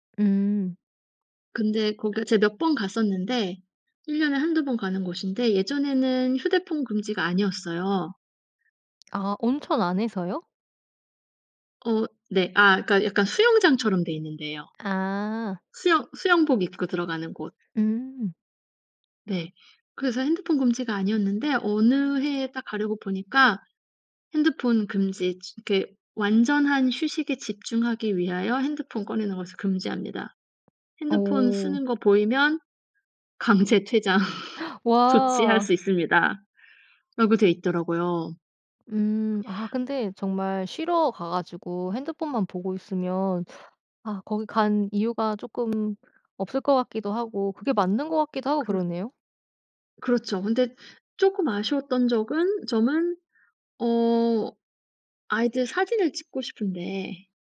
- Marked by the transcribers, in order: tapping; laughing while speaking: "강제 퇴장 조치할 수"; gasp; other background noise
- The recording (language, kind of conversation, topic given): Korean, podcast, 휴대폰 없이도 잘 집중할 수 있나요?